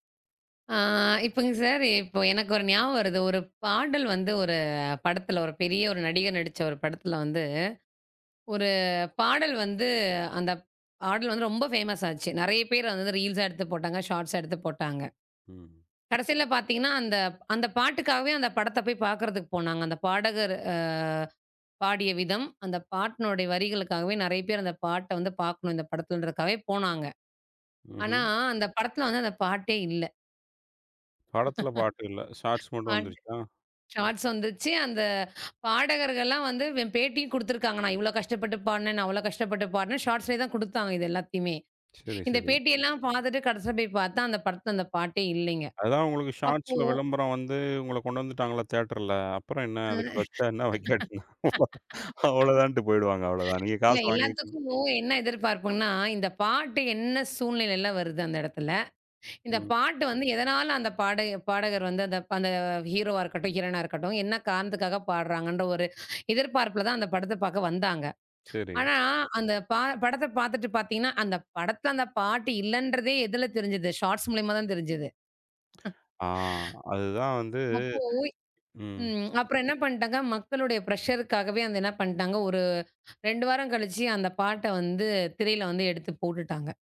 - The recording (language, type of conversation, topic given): Tamil, podcast, குறுந்தொகுப்பு காணொளிகள் சினிமா பார்வையை பாதித்ததா?
- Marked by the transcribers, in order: drawn out: "ஆ"; in English: "ஃபேமஸ்"; in English: "ரீல்ஸ்ஸா"; in English: "ஷார்ட்ஸ்ஸா"; chuckle; in English: "ஷார்ட்ஸ்"; in English: "ஷார்ட்ஸ்"; in English: "ஷார்ட்ஸ்லே"; in English: "ஷார்ட்ஸ்ல"; laugh; laughing while speaking: "வெக்காட்டி என்ன? அவளோதான்ட்டு போயிடுவாங்க. அவளோதானே"; in English: "ஷார்ட்ஸ்"; other noise; chuckle; tapping; in English: "பிரஷருக்காகவே"